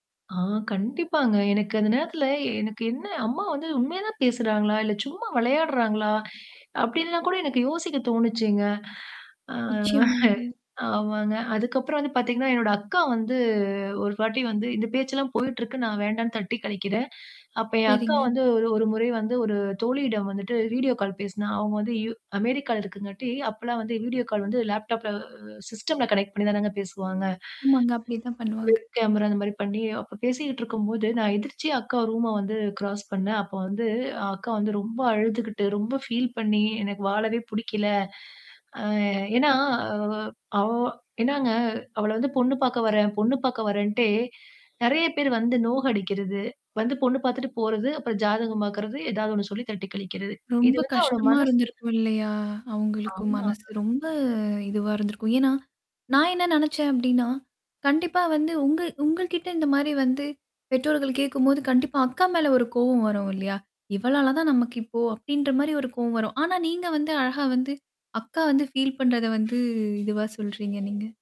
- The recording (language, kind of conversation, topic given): Tamil, podcast, எதிர்பாராத ஒரு சம்பவம் உங்கள் வாழ்க்கை பாதையை மாற்றியதா?
- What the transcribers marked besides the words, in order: chuckle; in English: "வீடியோ கால்"; in English: "அமெரிக்கால"; in English: "வீடியோ கால்"; in English: "லேப்டாப்ல சிஸ்டம்ல கனெக்ட்"; other background noise; distorted speech; in English: "வெப் கேமரா"; in English: "ரூம"; in English: "கிராஸ்"; in English: "ஃபீல்"; in English: "ஃபீல்"